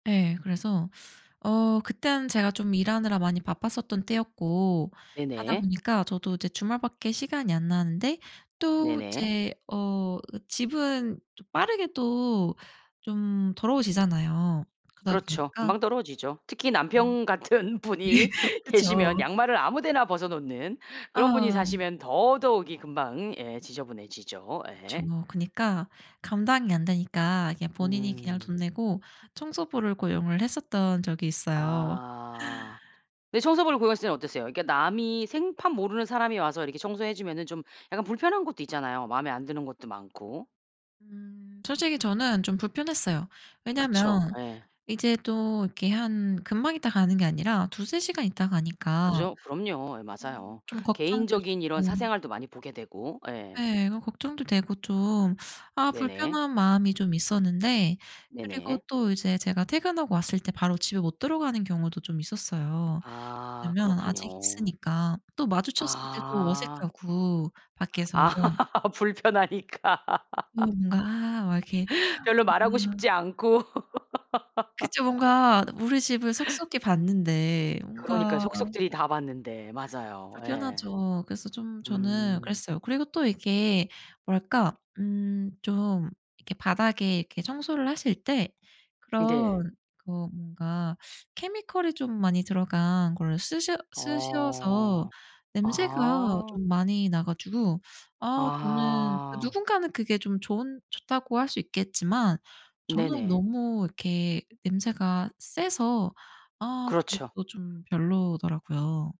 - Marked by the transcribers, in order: other background noise; laughing while speaking: "네 그쵸"; laughing while speaking: "같은 분이 계시면"; tapping; teeth sucking; laughing while speaking: "아 불편하니까"; unintelligible speech; laughing while speaking: "않고"; laugh; teeth sucking
- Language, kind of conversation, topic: Korean, podcast, 집을 정리할 때 보통 어디서부터 시작하시나요?